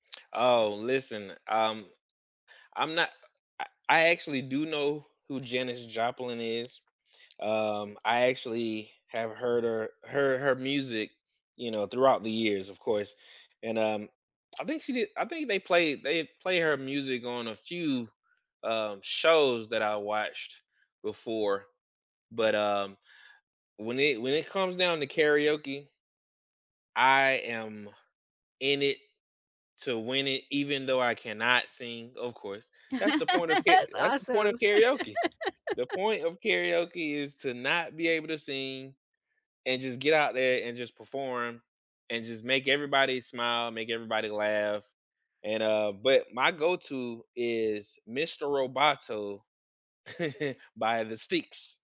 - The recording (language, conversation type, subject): English, unstructured, What is your go-to karaoke anthem, and what memory or moment made it your favorite?
- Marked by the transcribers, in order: laugh; laugh; chuckle